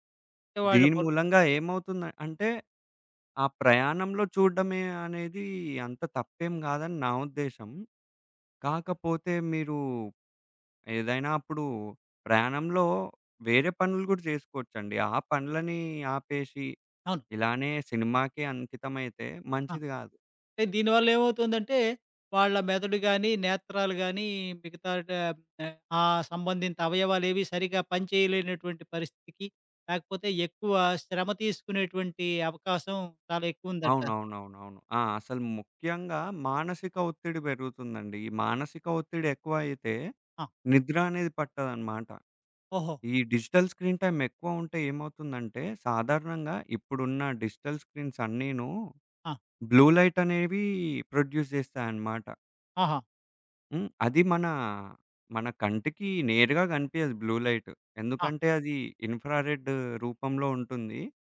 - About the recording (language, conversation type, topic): Telugu, podcast, దృష్టి నిలబెట్టుకోవడానికి మీరు మీ ఫోన్ వినియోగాన్ని ఎలా నియంత్రిస్తారు?
- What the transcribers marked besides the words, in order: other background noise; in English: "డిజిటల్ స్క్రీన్ టైమ్"; tapping; in English: "డిజిటల్ స్క్రీన్స్"; in English: "బ్లూ లైట్"; in English: "ప్రొడ్యూస్"; in English: "బ్లూ లైట్"